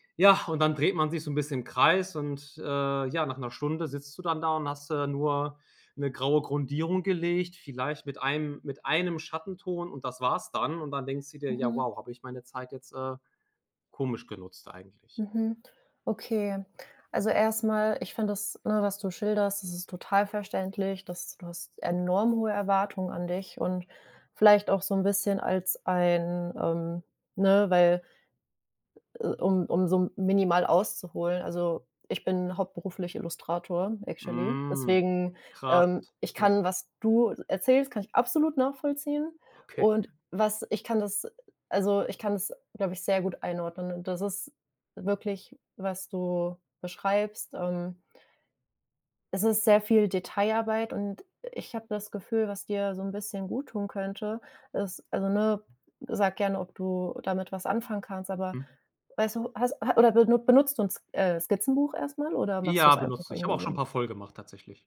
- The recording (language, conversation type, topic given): German, advice, Wie verhindert Perfektionismus, dass du deine kreative Arbeit abschließt?
- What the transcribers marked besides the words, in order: other background noise; in English: "actually"